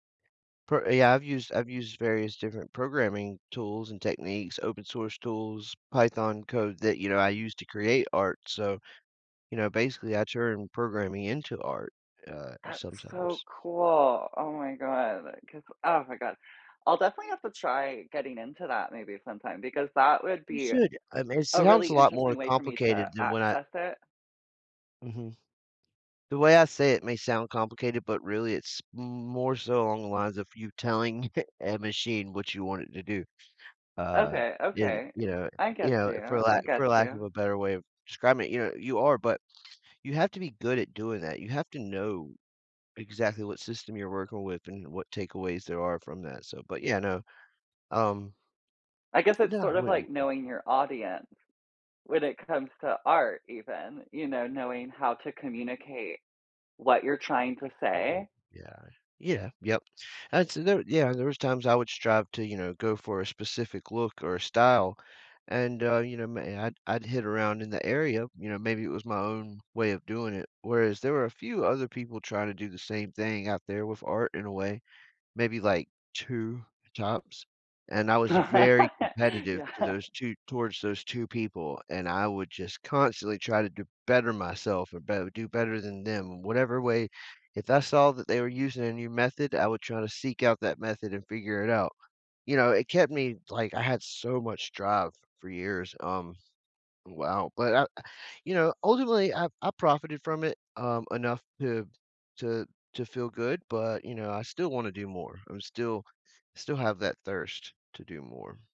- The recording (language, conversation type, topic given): English, unstructured, In what ways can shared interests or hobbies help people build lasting friendships?
- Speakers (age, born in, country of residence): 30-34, United States, United States; 35-39, United States, United States
- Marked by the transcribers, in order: tapping; chuckle; other background noise; laugh; laughing while speaking: "Yeah"